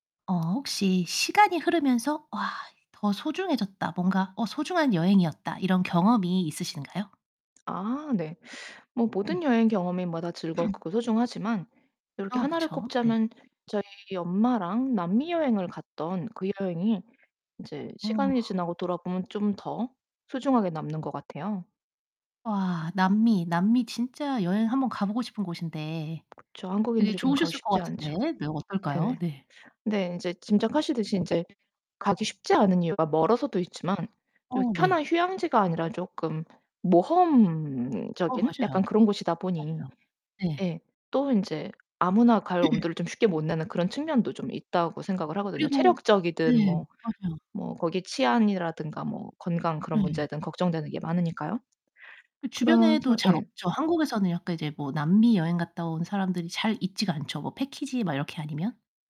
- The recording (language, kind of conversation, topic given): Korean, podcast, 시간이 지날수록 더 소중해진 여행 경험이 있나요?
- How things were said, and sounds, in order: tapping; "경험마다" said as "경험인마다"; throat clearing; distorted speech; mechanical hum; throat clearing